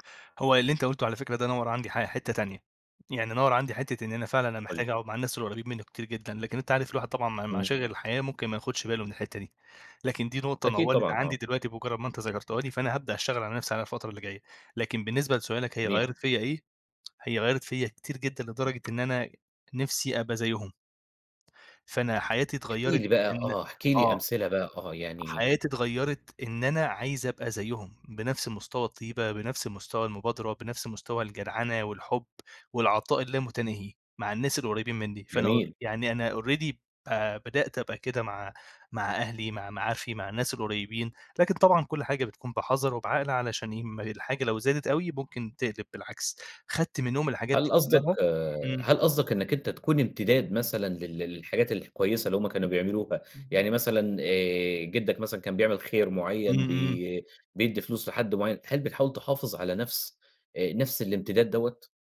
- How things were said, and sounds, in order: tapping; other background noise; tsk; in English: "already"
- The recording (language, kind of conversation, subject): Arabic, podcast, إزاي فقدان حد قريب منك بيغيّرك؟